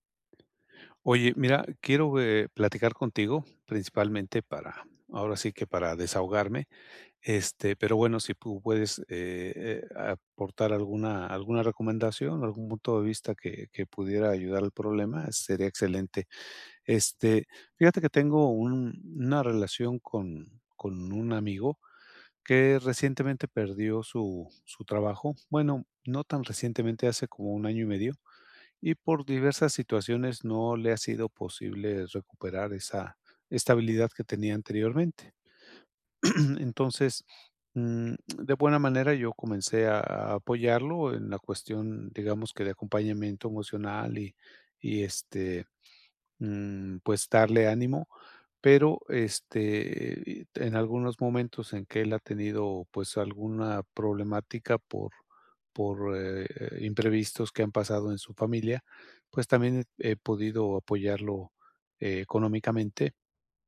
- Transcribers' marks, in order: throat clearing; other background noise
- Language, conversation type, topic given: Spanish, advice, ¿Cómo puedo equilibrar el apoyo a los demás con mis necesidades personales?